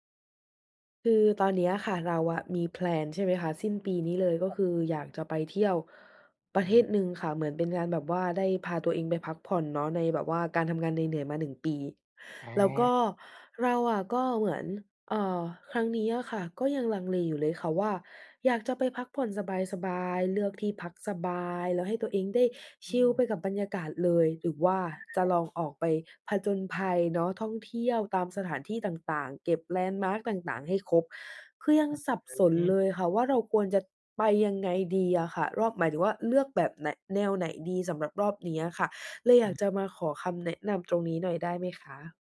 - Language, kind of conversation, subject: Thai, advice, ควรเลือกไปพักผ่อนสบาย ๆ ที่รีสอร์ตหรือออกไปผจญภัยท่องเที่ยวในที่ไม่คุ้นเคยดี?
- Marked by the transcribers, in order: in English: "แพลน"; other background noise